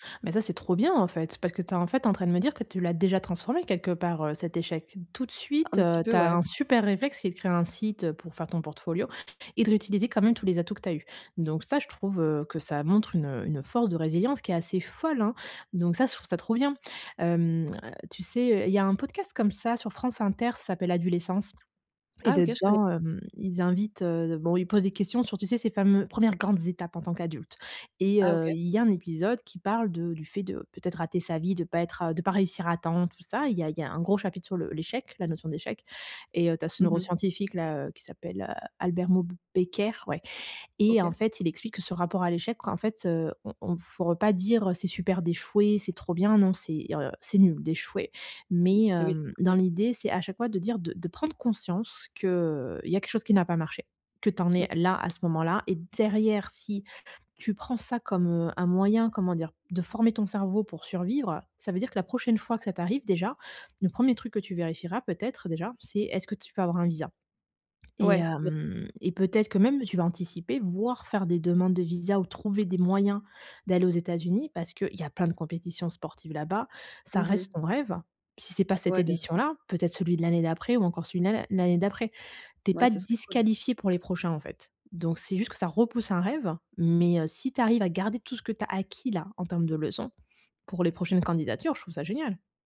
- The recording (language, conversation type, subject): French, advice, Comment accepter l’échec sans se décourager et en tirer des leçons utiles ?
- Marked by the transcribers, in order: other background noise; "Moukheiber" said as "Moubeikère"